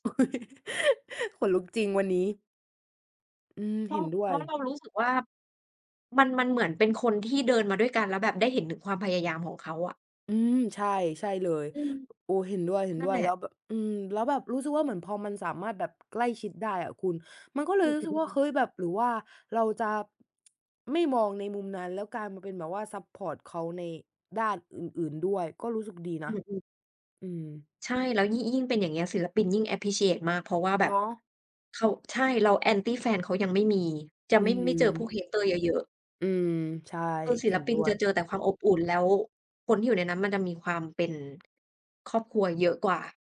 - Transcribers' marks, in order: laughing while speaking: "อุ๊ย"; laugh; tapping; other background noise; in English: "อัปพรีชีเอต"
- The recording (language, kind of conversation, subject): Thai, unstructured, อะไรคือสิ่งที่ทำให้คุณมีความสุขที่สุด?